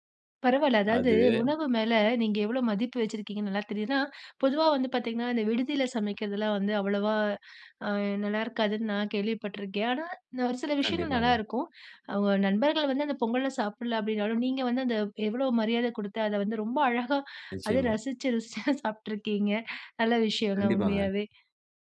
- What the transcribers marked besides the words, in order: inhale; inhale; "நிச்சயமாங்க" said as "நிச்சயமா"; inhale; laughing while speaking: "ருசிச்சு"
- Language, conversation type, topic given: Tamil, podcast, உங்கள் காலை உணவு பழக்கம் எப்படி இருக்கிறது?